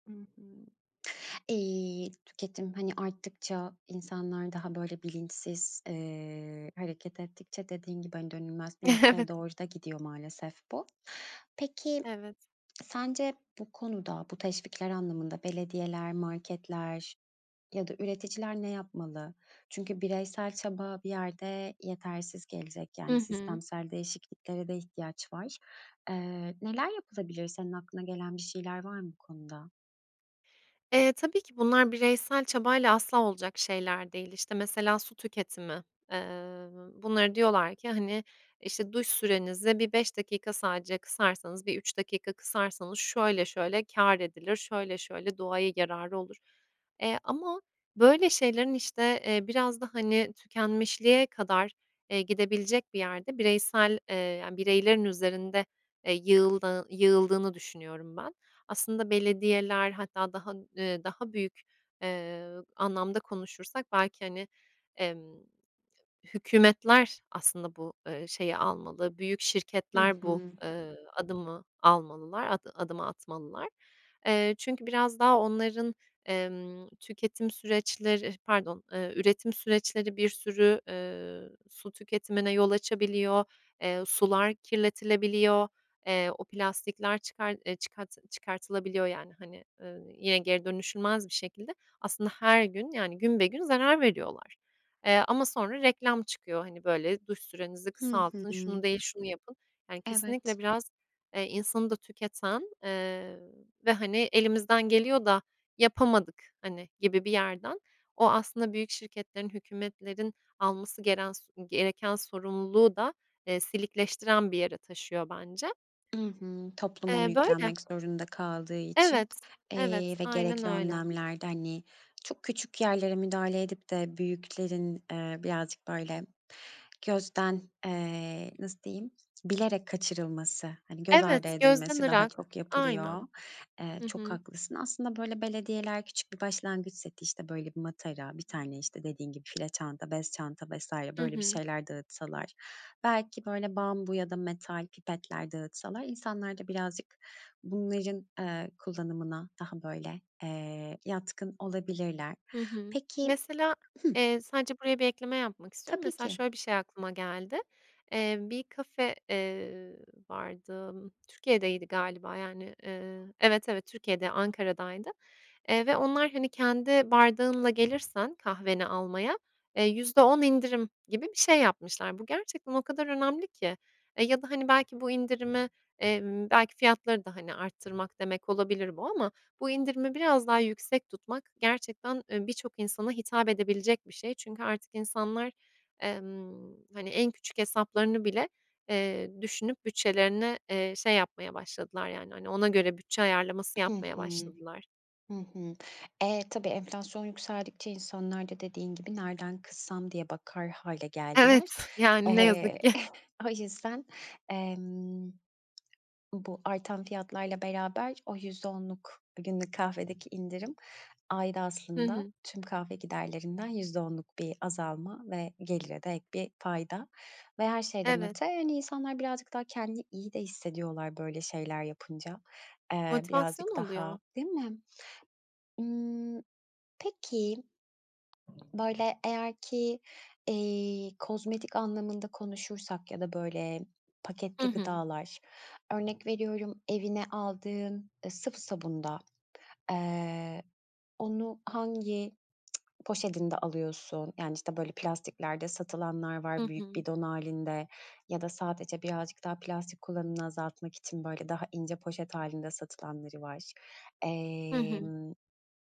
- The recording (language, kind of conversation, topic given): Turkish, podcast, Plastik atıkları azaltmak için neler önerirsiniz?
- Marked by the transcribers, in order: tapping; laughing while speaking: "Evet"; other background noise; laughing while speaking: "Evet, yani, ne yazık ki"; chuckle; tsk